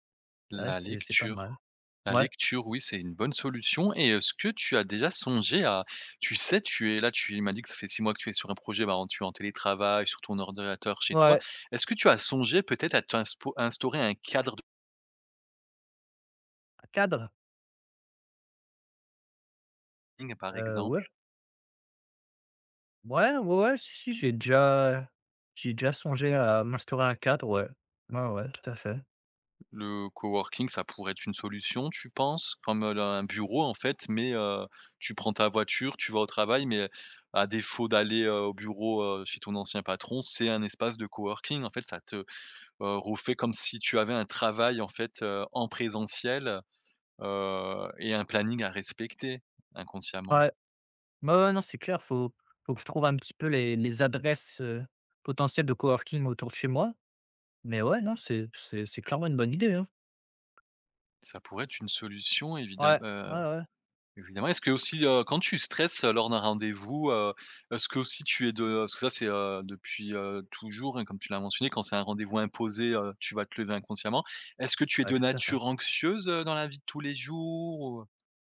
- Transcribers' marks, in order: "ordinateur" said as "ordonateur"; other background noise; unintelligible speech; in English: "coworking"; in English: "coworking"; in English: "coworking"; stressed: "jours"
- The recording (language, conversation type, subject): French, advice, Incapacité à se réveiller tôt malgré bonnes intentions